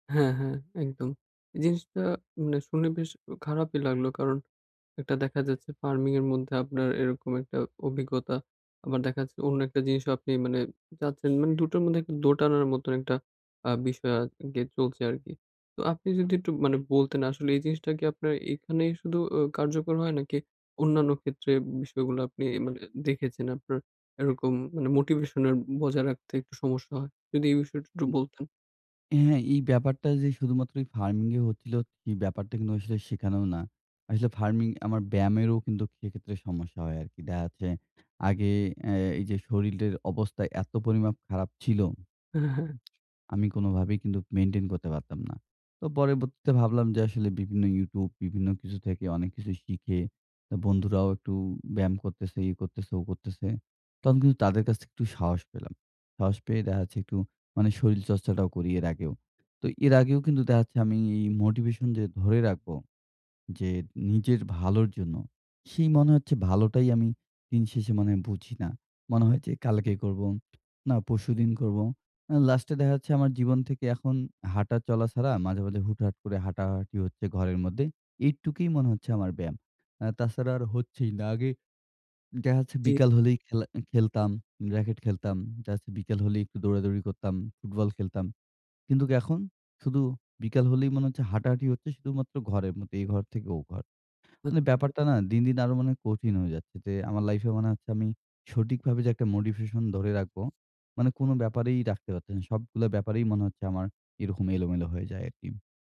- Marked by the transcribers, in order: other background noise; tapping; unintelligible speech; other noise; unintelligible speech
- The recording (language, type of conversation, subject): Bengali, advice, ব্যায়াম চালিয়ে যেতে কীভাবে আমি ধারাবাহিকভাবে অনুপ্রেরণা ধরে রাখব এবং ধৈর্য গড়ে তুলব?